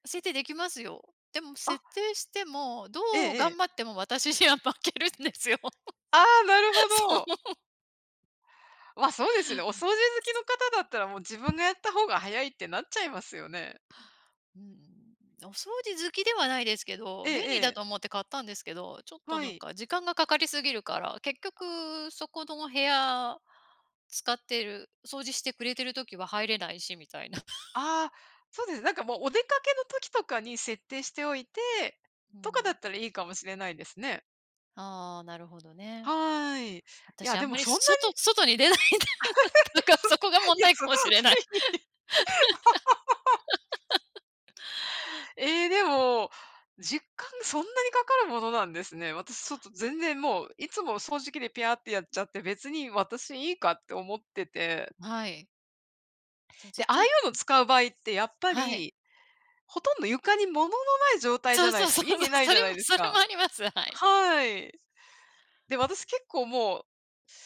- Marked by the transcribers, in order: laughing while speaking: "私には負けるんですよ。そう"; other background noise; tapping; laugh; laugh; laughing while speaking: "出ないと とか、そこが問題かもしれない"; laughing while speaking: "そ いや、そ"; unintelligible speech; laugh; laughing while speaking: "そう そう、それも、それもあります、はい"
- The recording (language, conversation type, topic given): Japanese, unstructured, どのようなガジェットが日々の生活を楽にしてくれましたか？